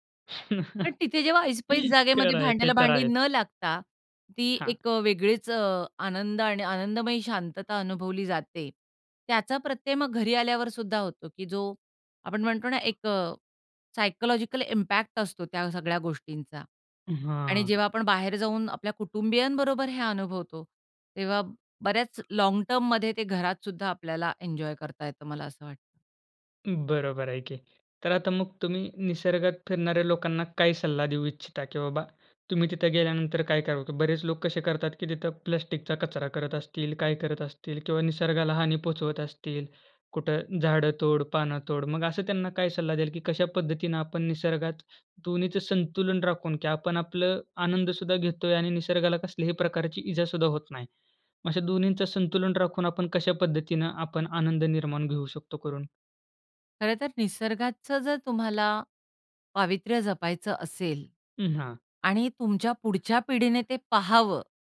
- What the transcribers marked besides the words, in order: chuckle; laughing while speaking: "खरं आहे"; in English: "इम्पॅक्ट"
- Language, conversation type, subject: Marathi, podcast, निसर्गात वेळ घालवण्यासाठी तुमची सर्वात आवडती ठिकाणे कोणती आहेत?